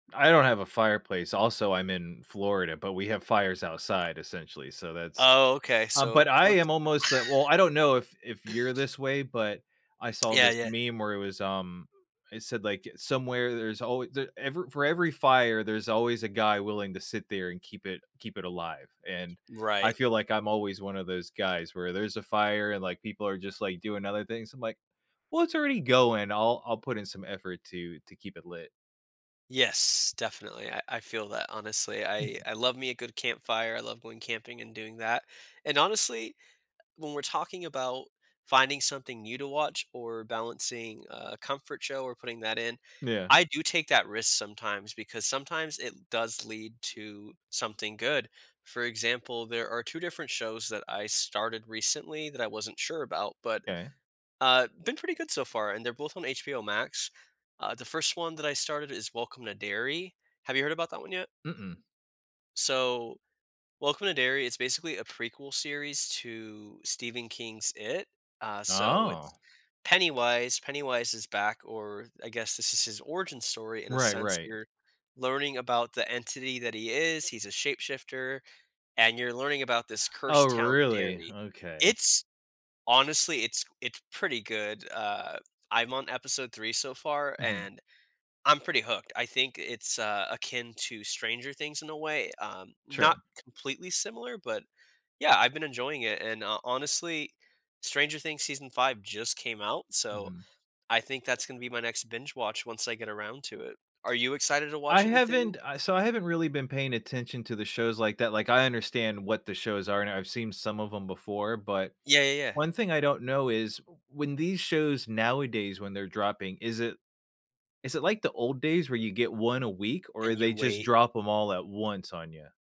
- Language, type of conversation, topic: English, unstructured, How do I balance watching a comfort favorite and trying something new?
- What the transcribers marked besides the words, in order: chuckle; other noise; tapping